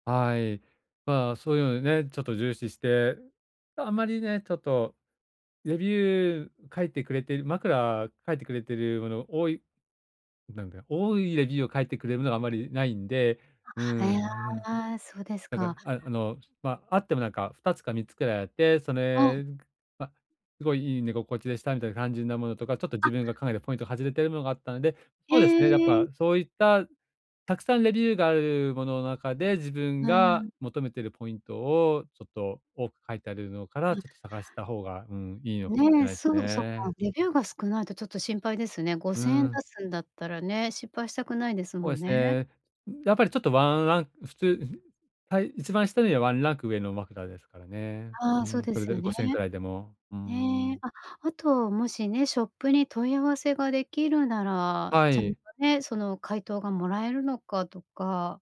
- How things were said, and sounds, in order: other noise; other background noise
- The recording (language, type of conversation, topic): Japanese, advice, 予算に合った賢い買い物術